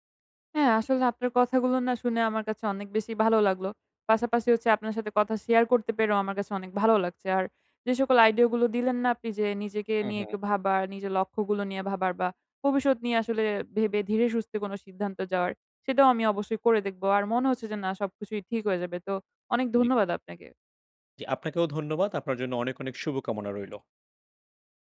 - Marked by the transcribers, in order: in English: "share"
- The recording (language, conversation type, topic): Bengali, advice, আপনি কি বর্তমান সঙ্গীর সঙ্গে বিয়ে করার সিদ্ধান্ত নেওয়ার আগে কোন কোন বিষয় বিবেচনা করবেন?